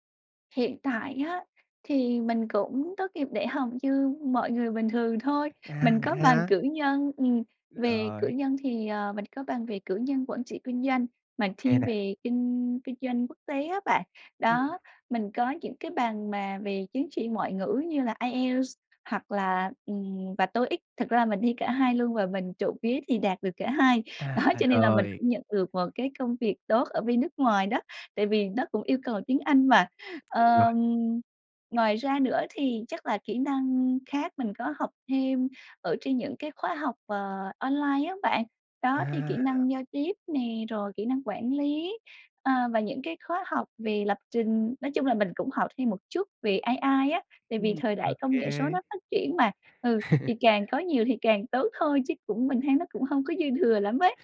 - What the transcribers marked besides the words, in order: laughing while speaking: "Đó"; tapping; laugh
- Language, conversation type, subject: Vietnamese, advice, Làm sao để xác định mục tiêu nghề nghiệp phù hợp với mình?